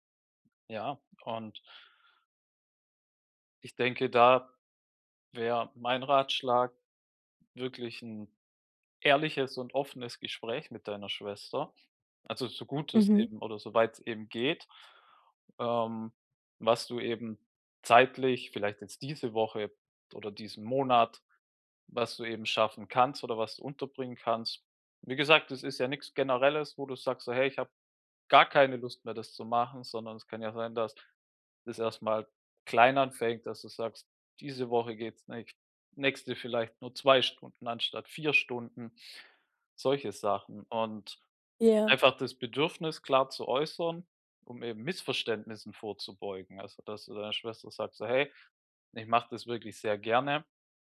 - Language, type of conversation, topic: German, advice, Wie kann ich bei der Pflege meiner alten Mutter Grenzen setzen, ohne mich schuldig zu fühlen?
- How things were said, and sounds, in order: none